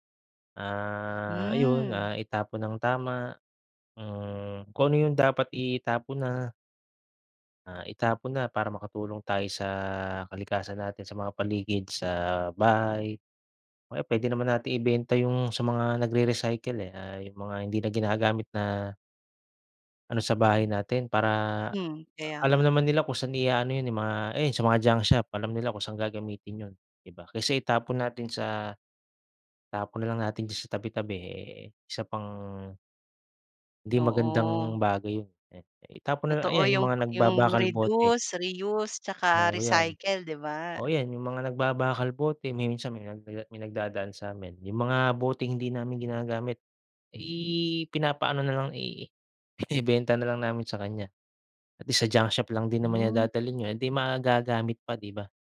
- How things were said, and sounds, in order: "dumadaan" said as "nagdadaan"
- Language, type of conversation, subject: Filipino, podcast, Ano ang mga simpleng bagay na puwedeng gawin ng pamilya para makatulong sa kalikasan?